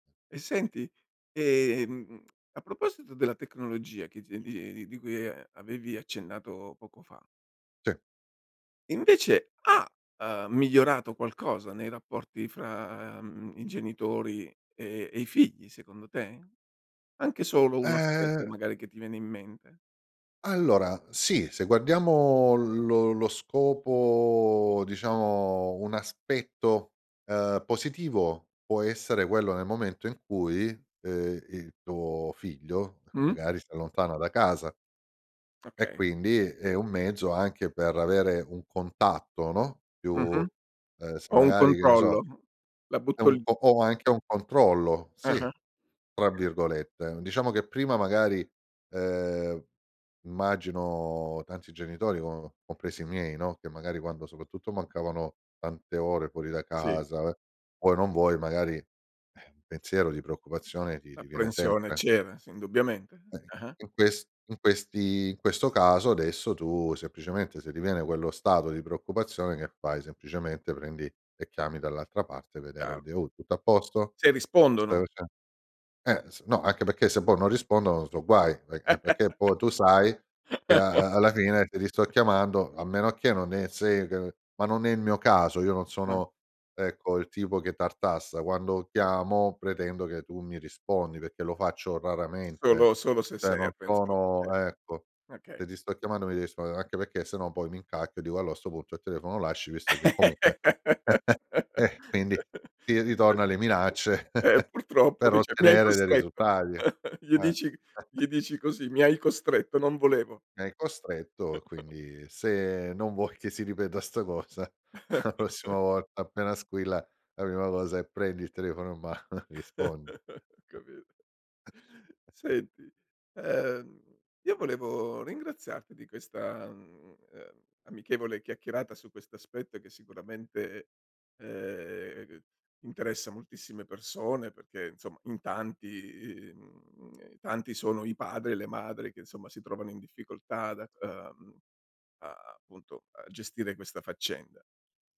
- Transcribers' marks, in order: "immagino" said as "mmagino"; exhale; "Chiaro" said as "car"; unintelligible speech; laugh; "Cioè" said as "ceh"; "rispondere" said as "spo"; laugh; chuckle; chuckle; chuckle; laughing while speaking: "cosa, a"; chuckle; chuckle; laughing while speaking: "mano"; other background noise; chuckle
- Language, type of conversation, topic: Italian, podcast, Com'è cambiato il rapporto tra genitori e figli rispetto al passato?